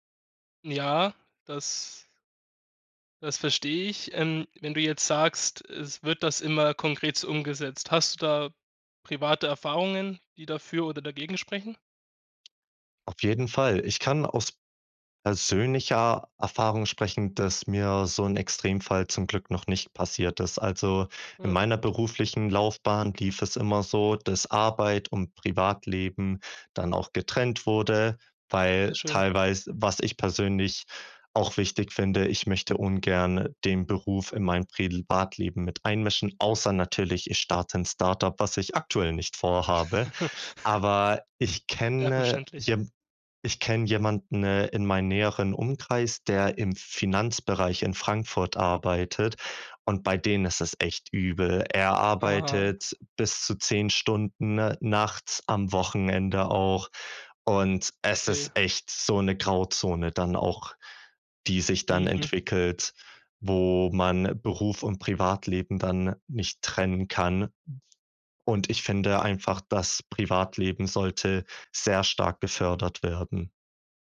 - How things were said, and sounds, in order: chuckle; stressed: "aktuell"; other noise
- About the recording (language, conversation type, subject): German, podcast, Wie entscheidest du zwischen Beruf und Privatleben?